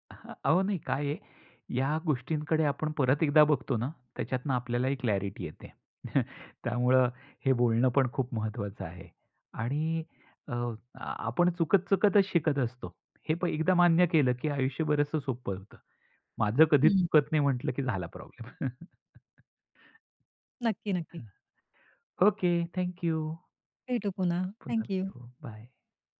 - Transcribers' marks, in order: chuckle; tapping; chuckle; wind
- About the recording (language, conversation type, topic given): Marathi, podcast, लहान मुलांसमोर वाद झाल्यानंतर पालकांनी कसे वागायला हवे?